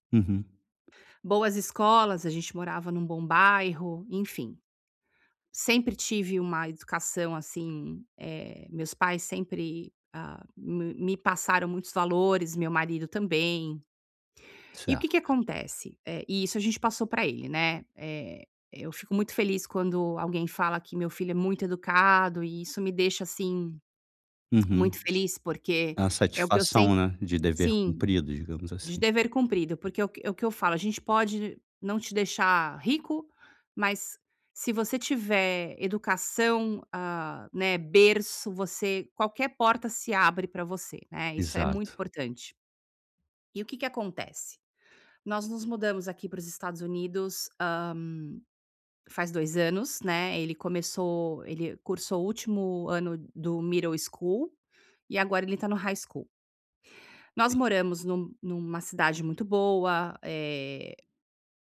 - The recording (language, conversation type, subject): Portuguese, advice, Como podemos lidar quando discordamos sobre educação e valores?
- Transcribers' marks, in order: tapping; other background noise; in English: "middle school"; in English: "high school"